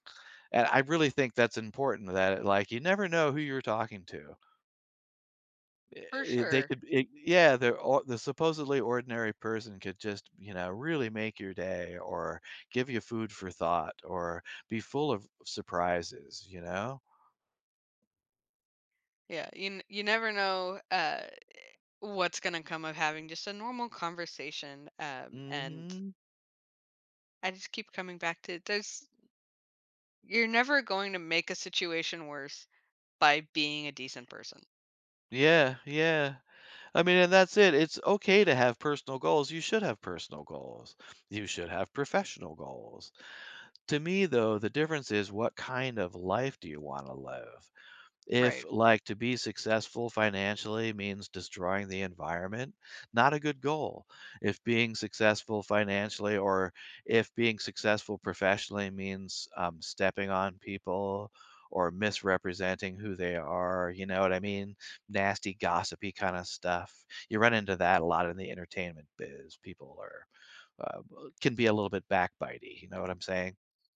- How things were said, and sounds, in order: other background noise; tapping
- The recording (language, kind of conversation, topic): English, unstructured, How can friendships be maintained while prioritizing personal goals?
- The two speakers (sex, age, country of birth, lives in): female, 30-34, United States, United States; male, 60-64, United States, United States